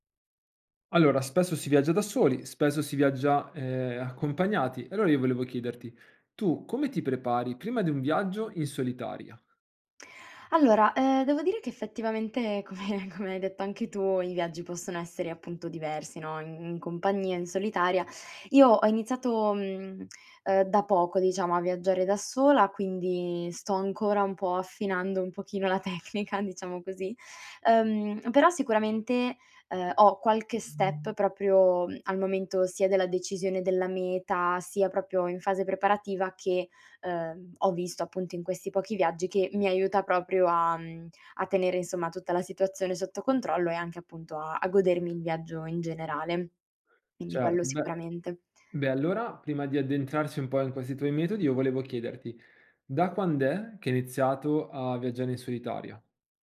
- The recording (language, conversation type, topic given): Italian, podcast, Come ti prepari prima di un viaggio in solitaria?
- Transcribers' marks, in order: laughing while speaking: "come"; laughing while speaking: "la tecnica"; "proprio" said as "propio"; "proprio" said as "propio"; "proprio" said as "propio"